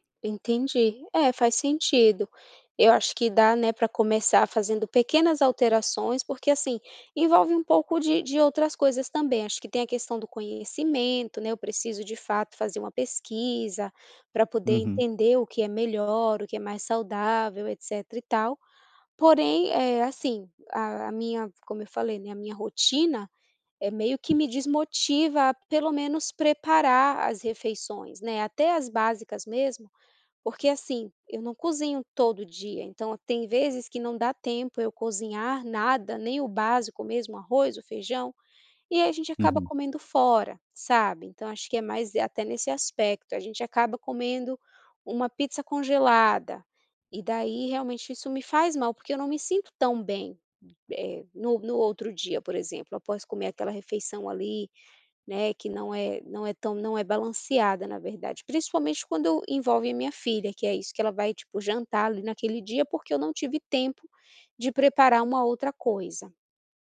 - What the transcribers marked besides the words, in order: none
- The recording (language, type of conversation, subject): Portuguese, advice, Por que me falta tempo para fazer refeições regulares e saudáveis?